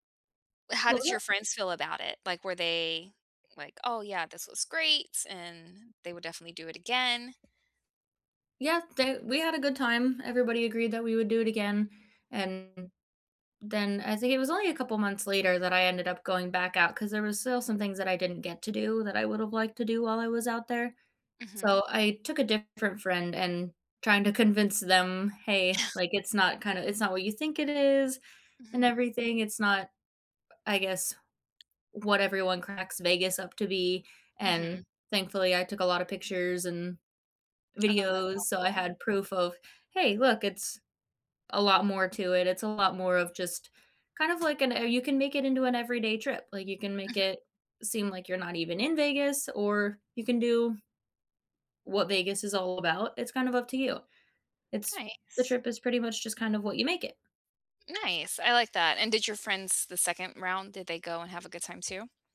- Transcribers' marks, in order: other background noise; tapping; laughing while speaking: "Yeah"
- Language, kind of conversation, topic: English, unstructured, How do you convince friends or family to join you on a risky trip?
- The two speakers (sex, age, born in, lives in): female, 25-29, United States, United States; female, 40-44, United States, United States